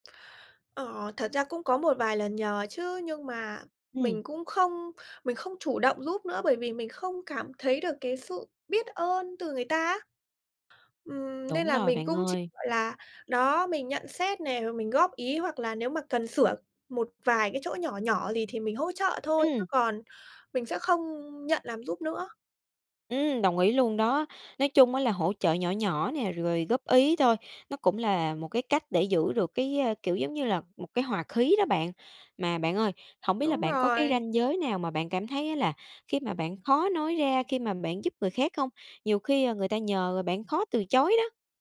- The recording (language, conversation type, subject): Vietnamese, podcast, Làm thế nào để tránh bị kiệt sức khi giúp đỡ quá nhiều?
- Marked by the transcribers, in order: tapping